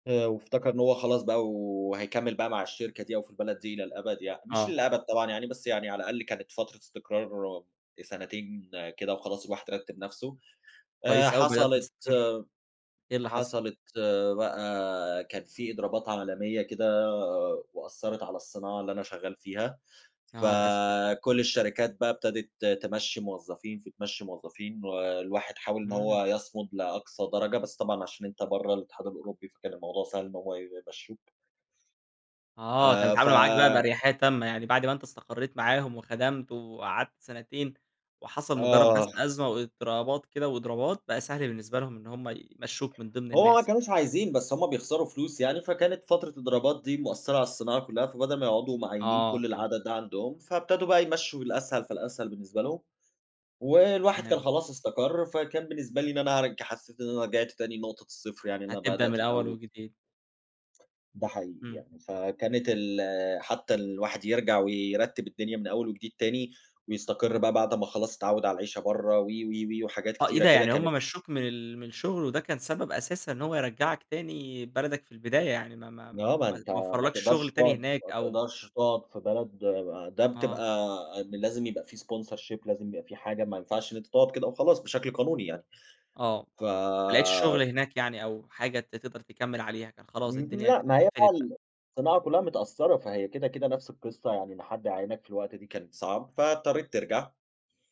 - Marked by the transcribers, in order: unintelligible speech; in English: "sponsorship"
- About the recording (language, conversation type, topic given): Arabic, podcast, احكي عن تجربة فشلت لكن رجعت أقوى؟